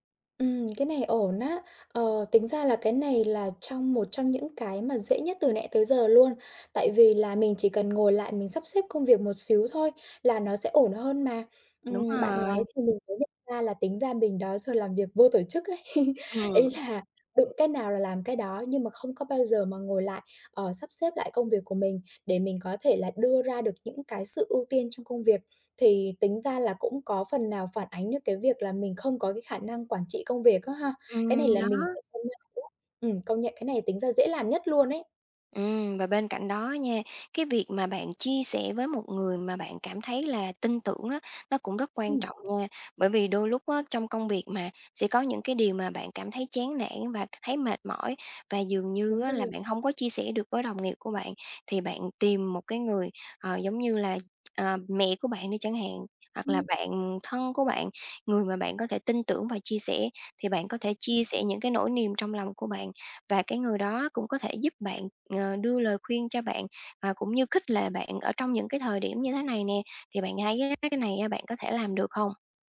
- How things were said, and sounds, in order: tapping; other background noise; chuckle
- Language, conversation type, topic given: Vietnamese, advice, Làm sao tôi có thể tìm thấy giá trị trong công việc nhàm chán hằng ngày?